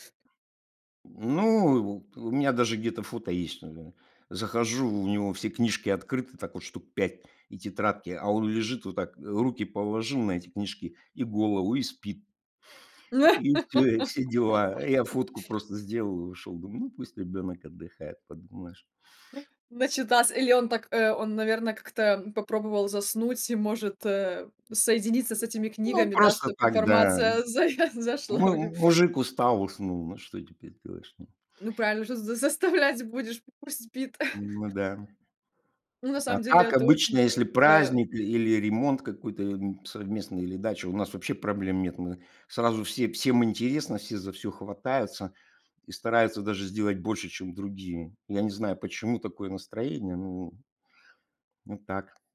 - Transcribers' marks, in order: other background noise; laugh; chuckle; tapping; laughing while speaking: "зая зашла в него"; laughing while speaking: "Ну, правильно, что ж, заставлять будешь, пусть спит"; chuckle
- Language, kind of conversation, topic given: Russian, podcast, Как вы распределяете домашние обязанности в семье?